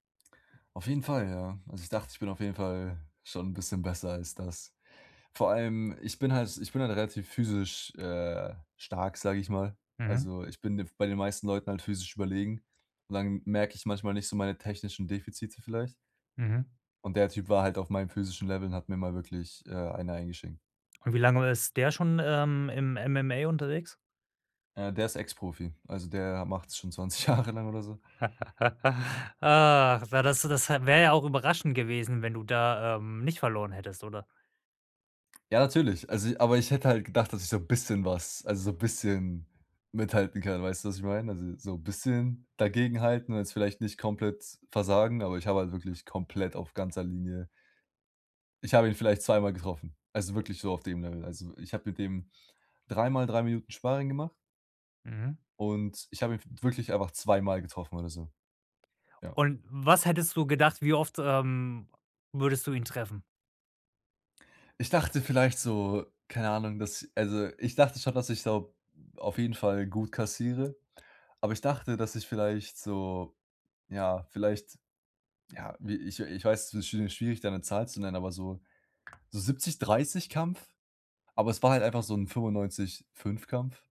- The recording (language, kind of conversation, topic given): German, advice, Wie kann ich nach einem Rückschlag meine Motivation wiederfinden?
- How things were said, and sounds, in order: laughing while speaking: "Jahre"; laugh; other background noise